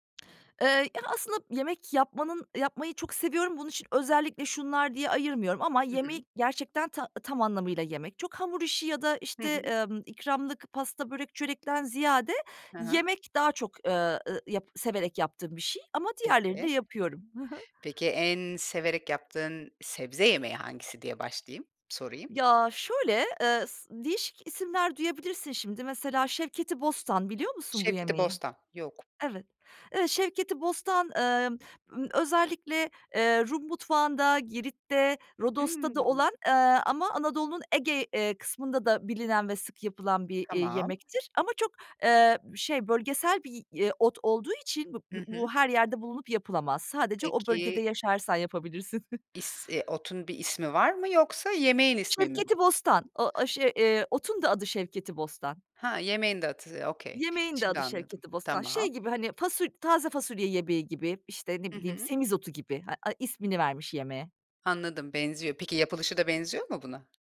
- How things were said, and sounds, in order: stressed: "en"; chuckle; other background noise; in English: "Okay"
- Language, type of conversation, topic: Turkish, podcast, Yemekler senin için ne ifade ediyor?